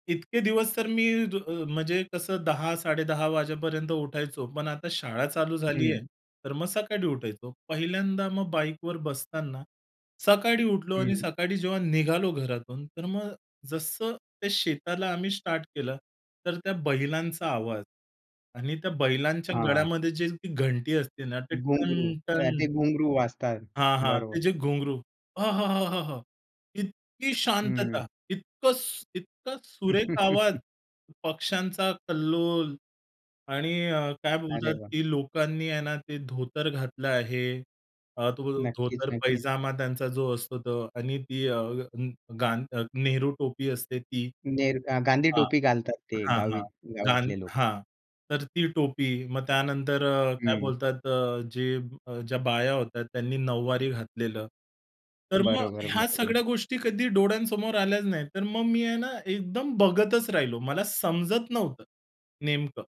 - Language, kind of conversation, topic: Marathi, podcast, पहिल्यांदा शहराबाहेर राहायला गेल्यावर तुमचा अनुभव कसा होता?
- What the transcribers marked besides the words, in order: other background noise; laugh